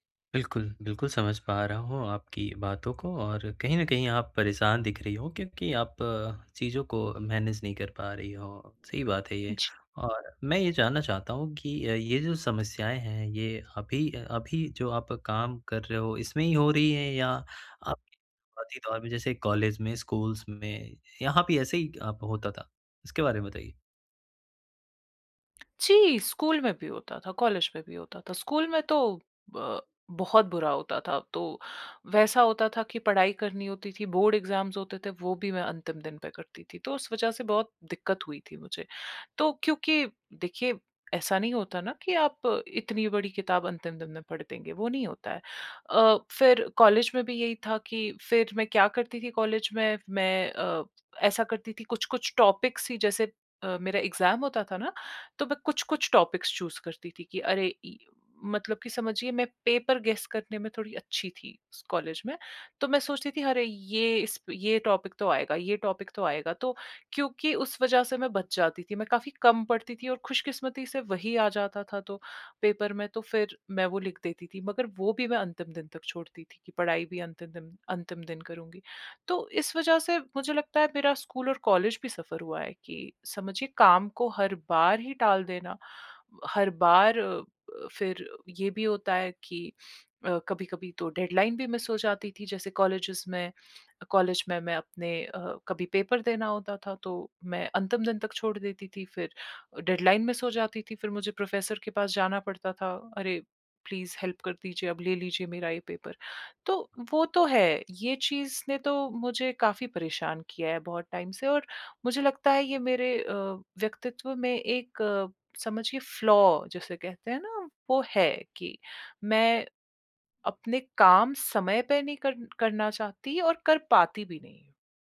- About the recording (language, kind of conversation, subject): Hindi, advice, मैं बार-बार समय-सीमा क्यों चूक रहा/रही हूँ?
- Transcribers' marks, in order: in English: "मैनेज़"; in English: "स्कूल्स"; tongue click; in English: "एग्ज़ाम्स"; in English: "टॉपिक्स"; in English: "एग्ज़ाम्स"; in English: "टॉपिक्स चूज़"; in English: "गेस"; in English: "टॉपिक"; in English: "टॉपिक"; in English: "डेडलाइन"; in English: "मिस"; in English: "कॉलेजेस"; in English: "डेडलाइन मिस"; in English: "प्रोफ़ेसर"; in English: "प्लीज हेल्प"; in English: "टाइम"; in English: "फ्लॉ"